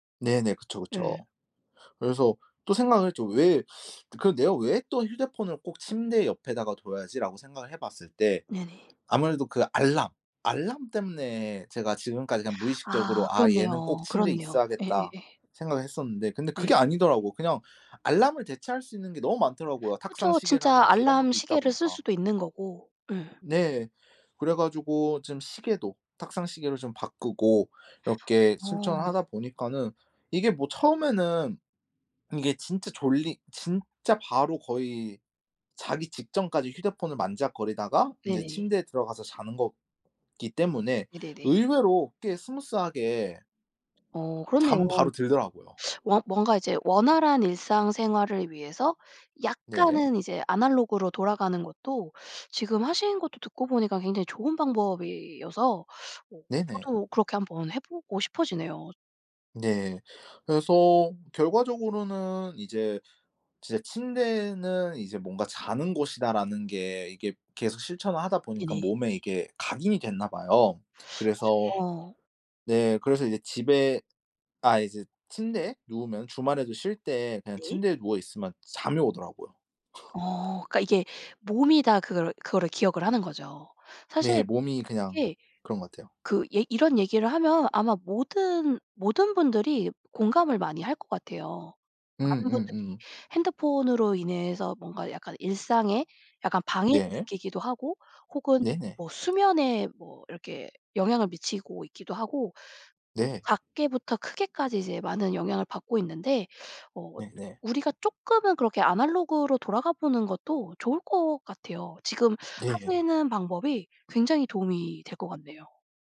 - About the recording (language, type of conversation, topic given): Korean, podcast, 한 가지 습관이 삶을 바꾼 적이 있나요?
- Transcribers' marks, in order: "둬야 하지" said as "둬야지"; other background noise; in English: "스무스"; teeth sucking; unintelligible speech; tapping; laugh; teeth sucking